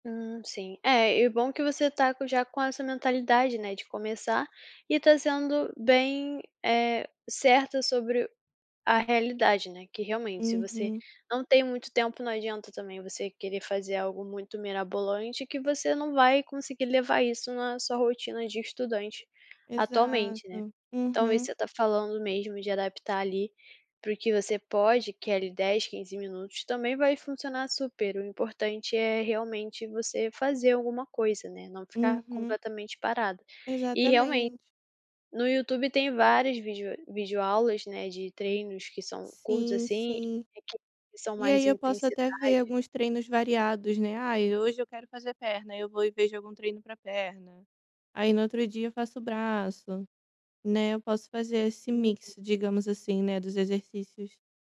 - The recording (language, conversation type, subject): Portuguese, advice, Como posso manter um hábito regular de exercícios e priorizar a consistência em vez da intensidade?
- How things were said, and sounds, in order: tapping